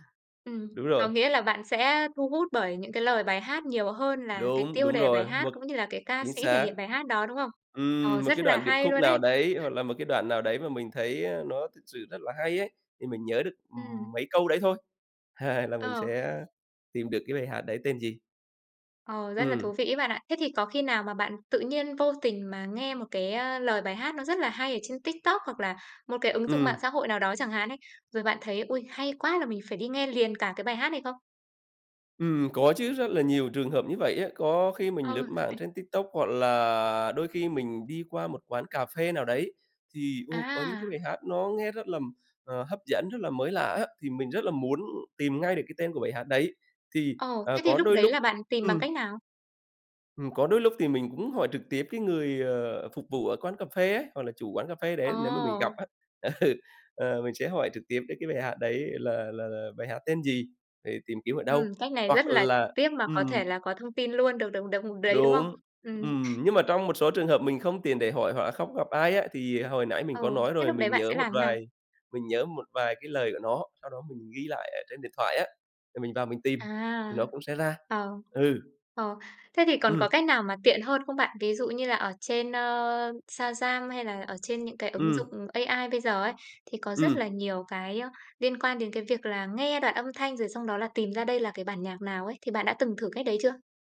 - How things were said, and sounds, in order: other background noise; tapping; laughing while speaking: "hai"; laughing while speaking: "ấy"; laughing while speaking: "Ừ"
- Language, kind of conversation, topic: Vietnamese, podcast, Bạn thường khám phá nhạc mới bằng cách nào?
- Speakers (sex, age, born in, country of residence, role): female, 25-29, Vietnam, Vietnam, host; male, 40-44, Vietnam, Vietnam, guest